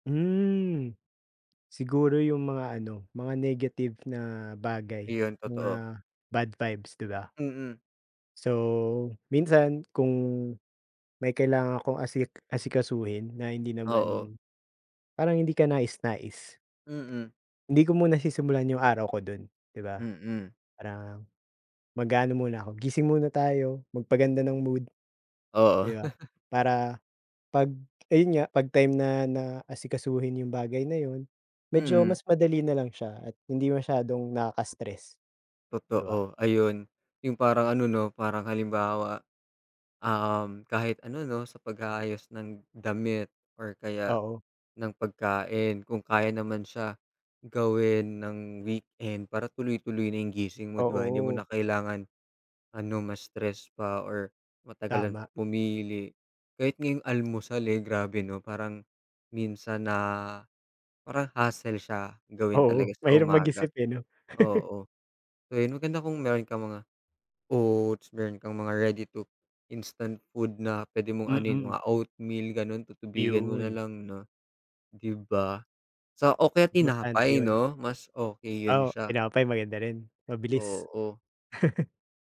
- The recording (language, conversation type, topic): Filipino, unstructured, Ano ang madalas mong gawin tuwing umaga para maging mas produktibo?
- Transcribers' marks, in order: tapping; laugh; other background noise; laugh; other noise; laugh